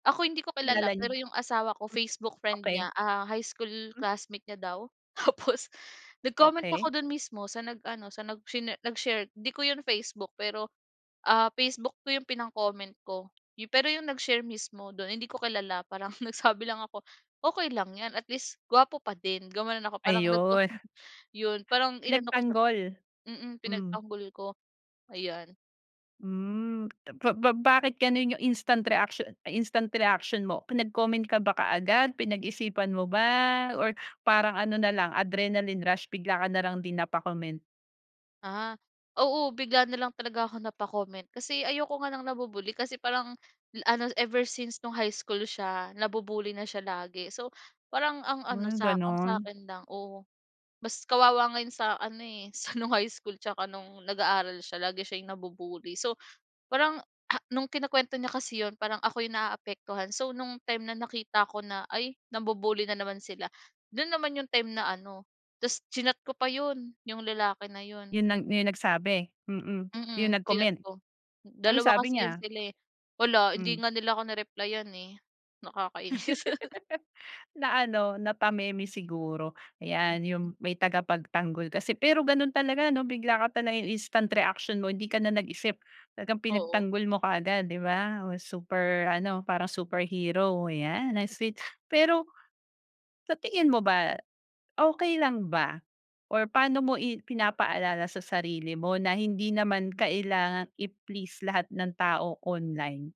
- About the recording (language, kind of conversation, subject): Filipino, podcast, Paano mo hinaharap ang mga negatibong komento o mga nambabatikos sa internet?
- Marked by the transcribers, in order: laughing while speaking: "tapos"; laughing while speaking: "nagsabi"; snort; laughing while speaking: "nagko"; unintelligible speech; laughing while speaking: "no'ng high school"; tapping; laughing while speaking: "Nakakainis"; laugh